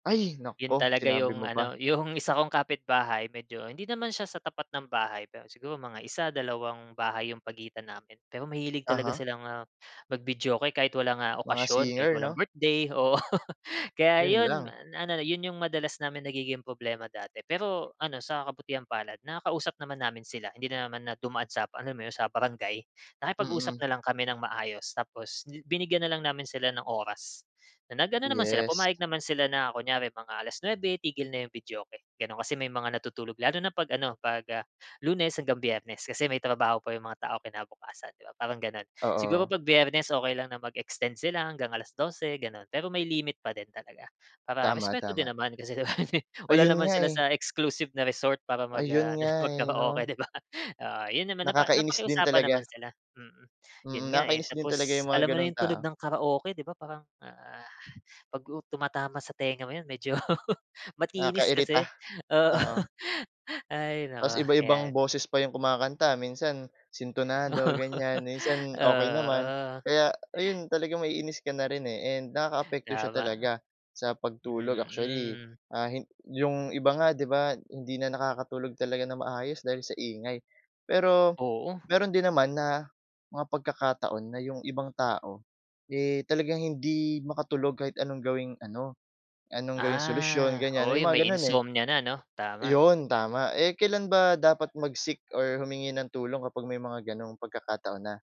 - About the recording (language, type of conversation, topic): Filipino, podcast, Paano mo sinisiguro na mahimbing at maayos ang tulog mo?
- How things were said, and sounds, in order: laughing while speaking: "yung"; laughing while speaking: "oo"; chuckle; laughing while speaking: "di ba"; in English: "exclusive na resort"; laugh; laughing while speaking: "mag-karaoke, di ba?"; laughing while speaking: "medyo"; laugh; laughing while speaking: "Oo"; laugh; laugh; gasp; gasp; in English: "insomnia"; in English: "mag-seek"